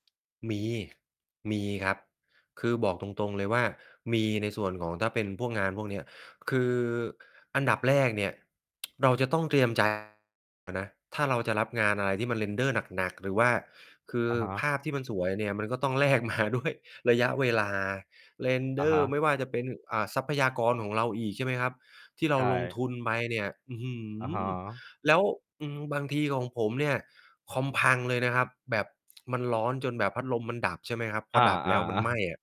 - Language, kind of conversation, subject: Thai, podcast, คุณสร้างสมดุลระหว่างรายได้กับความสุขในการทำงานอย่างไร?
- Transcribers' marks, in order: tapping; tsk; distorted speech; in English: "render"; laughing while speaking: "มาด้วย"; in English: "render"